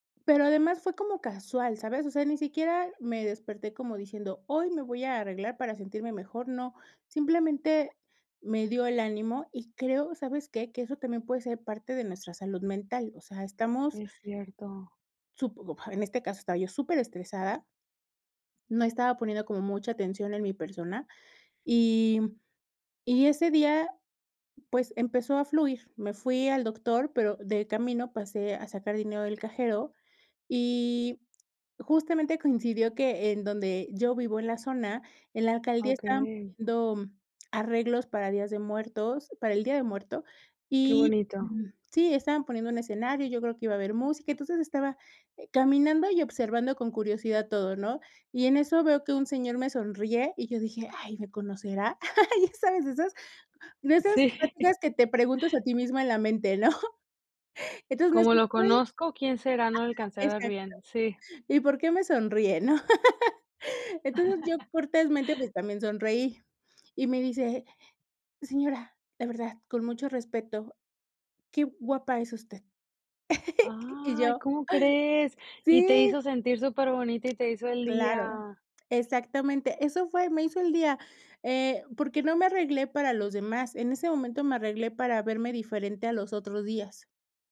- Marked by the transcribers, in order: laughing while speaking: "Sí"; laughing while speaking: "ya sabes, de esas"; laughing while speaking: "¿no?"; laugh; laugh; laugh
- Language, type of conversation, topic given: Spanish, podcast, ¿Qué pequeños cambios recomiendas para empezar a aceptarte hoy?